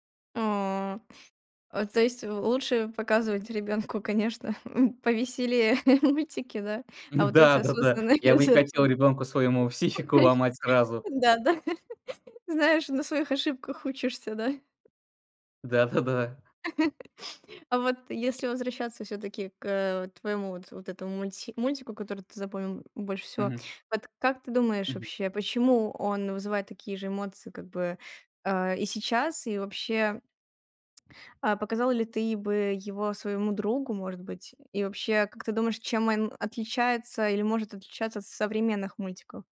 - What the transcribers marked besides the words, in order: laughing while speaking: "повеселее"; laughing while speaking: "осознанные"; unintelligible speech; other background noise; laugh
- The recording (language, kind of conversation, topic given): Russian, podcast, Какой детский мультфильм из вашего детства вы любите больше всего и до сих пор хорошо помните?